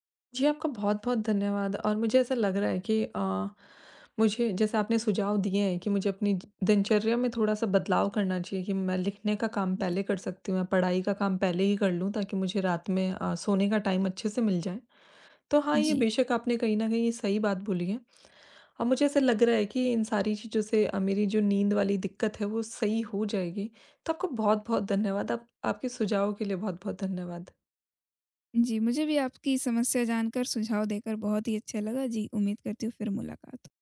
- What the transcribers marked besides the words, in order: in English: "टाइम"
- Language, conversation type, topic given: Hindi, advice, आपकी नींद अनियमित होने से आपको थकान और ध्यान की कमी कैसे महसूस होती है?